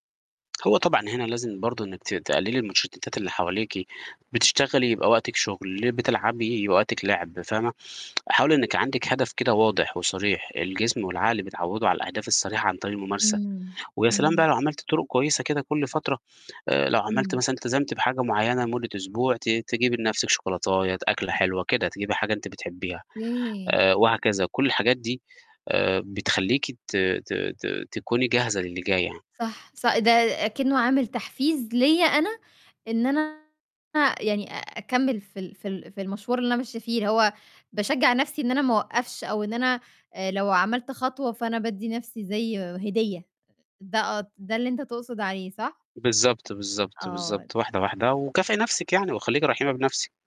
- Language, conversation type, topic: Arabic, advice, إزاي بتوصف تجربتك مع تأجيل المهام المهمة والاعتماد على ضغط آخر لحظة؟
- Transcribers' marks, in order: tsk; distorted speech